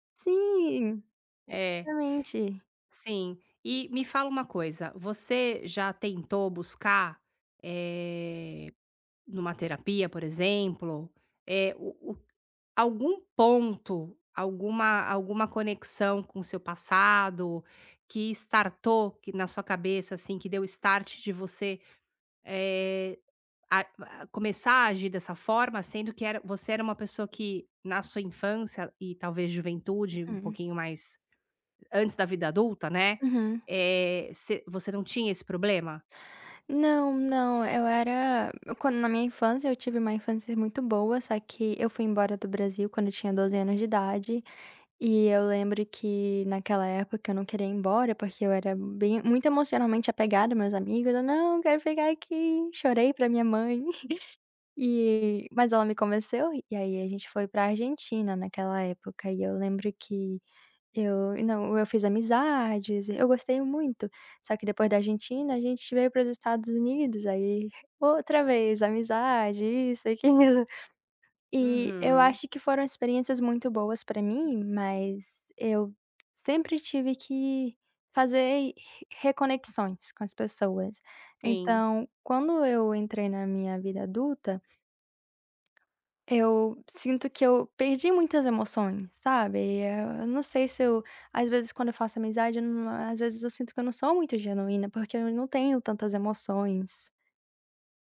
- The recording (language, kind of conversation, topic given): Portuguese, advice, Como posso começar a expressar emoções autênticas pela escrita ou pela arte?
- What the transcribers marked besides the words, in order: in English: "start"; tapping; put-on voice: "Não, eu quero ficar aqui"; chuckle